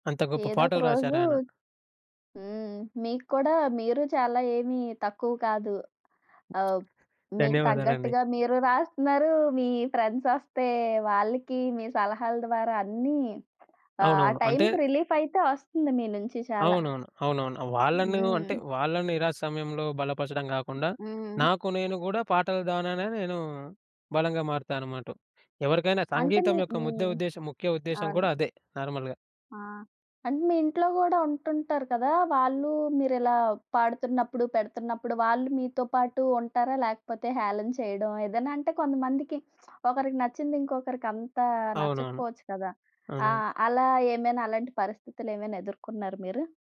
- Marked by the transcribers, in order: other background noise; in English: "ఫ్రెండ్స్"; in English: "రిలీఫ్"; in English: "నార్మల్‌గా"
- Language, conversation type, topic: Telugu, podcast, నిరాశగా ఉన్న సమయంలో మీకు బలం ఇచ్చిన పాట ఏది?